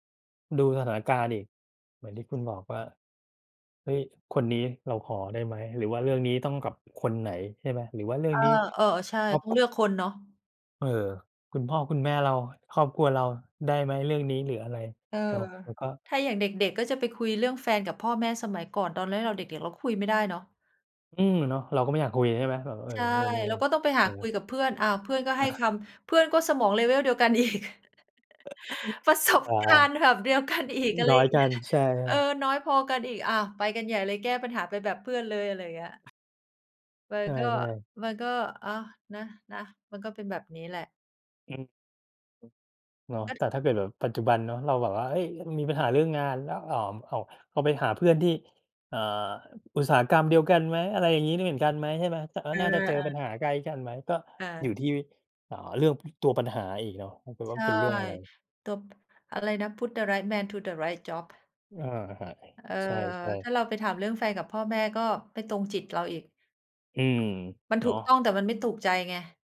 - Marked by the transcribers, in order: tapping; other background noise; in English: "Level"; chuckle; stressed: "ประสบการณ์"; in English: "Put the right man to the right job"
- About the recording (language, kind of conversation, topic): Thai, unstructured, คุณคิดว่าการขอความช่วยเหลือเป็นเรื่องอ่อนแอไหม?